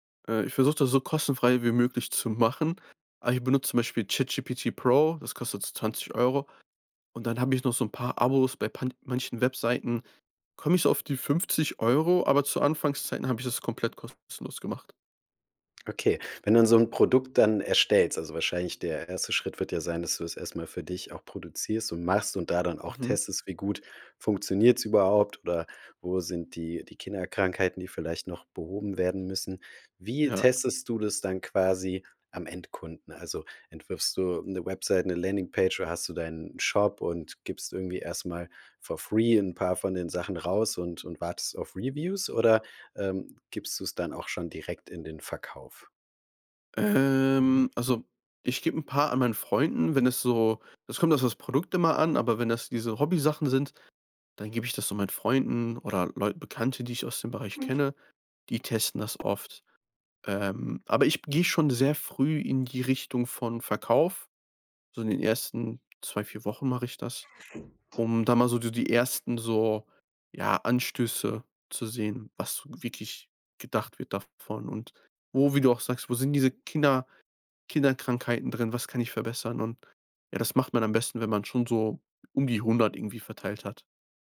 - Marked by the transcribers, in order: in English: "for free"; in English: "Reviews"; other background noise; door
- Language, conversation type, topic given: German, podcast, Wie testest du Ideen schnell und günstig?